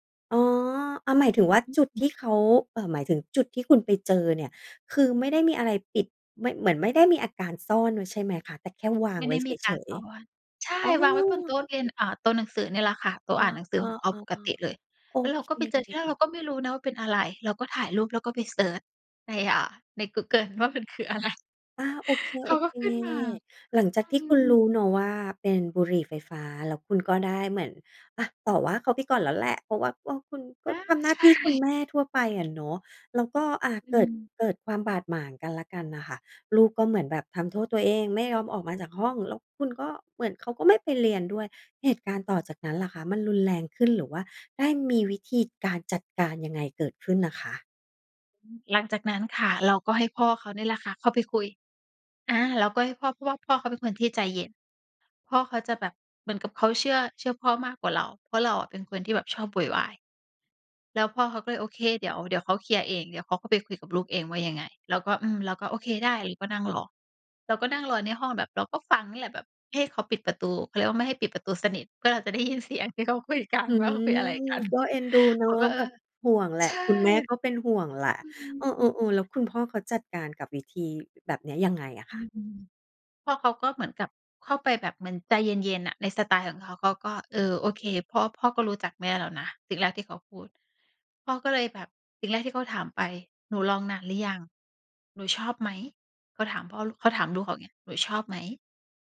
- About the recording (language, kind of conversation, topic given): Thai, podcast, เล่าเรื่องวิธีสื่อสารกับลูกเวลามีปัญหาได้ไหม?
- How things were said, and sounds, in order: other background noise; laughing while speaking: "มันคืออะไร"; laughing while speaking: "ใช่"; laughing while speaking: "เราจะได้ยินเสียงที่เขาคุยกันว่าเขาคุยอะไรกัน"